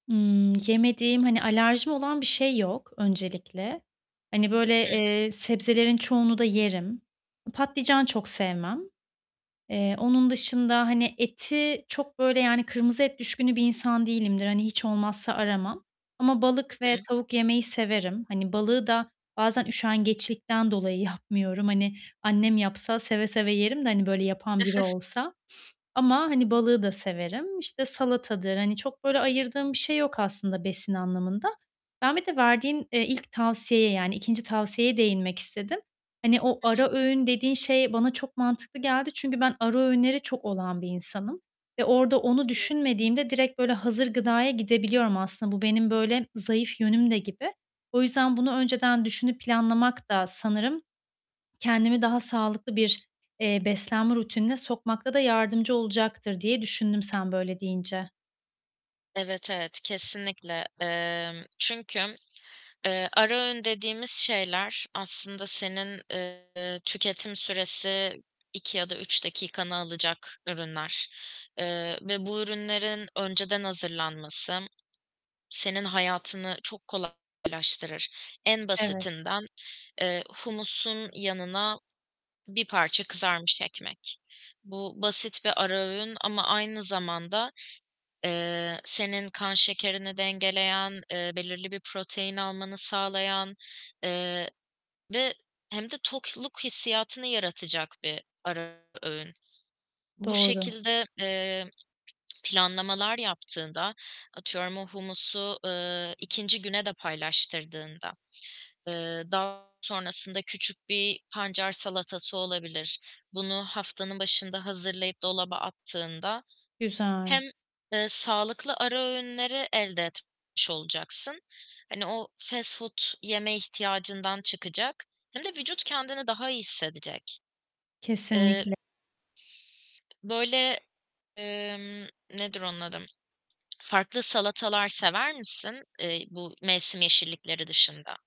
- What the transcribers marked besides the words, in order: other background noise; distorted speech; "Patlıcan" said as "patlican"; laughing while speaking: "yapmıyorum"; giggle; tapping; static
- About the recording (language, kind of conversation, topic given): Turkish, advice, Uzun vadede motivasyonumu günlük ve haftalık düzende nasıl sürdürebilirim?